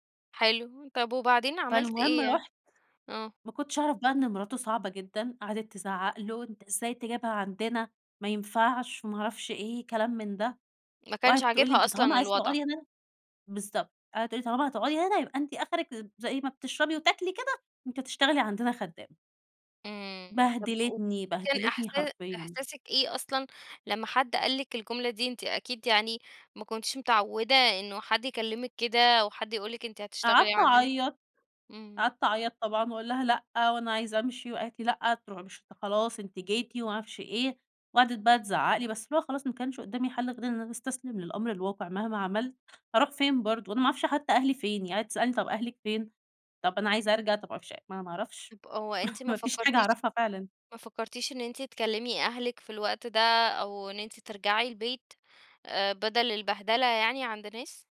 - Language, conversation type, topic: Arabic, podcast, مين ساعدك لما كنت تايه؟
- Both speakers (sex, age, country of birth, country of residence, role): female, 20-24, Egypt, Egypt, guest; female, 30-34, Egypt, Romania, host
- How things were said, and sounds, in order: tapping; chuckle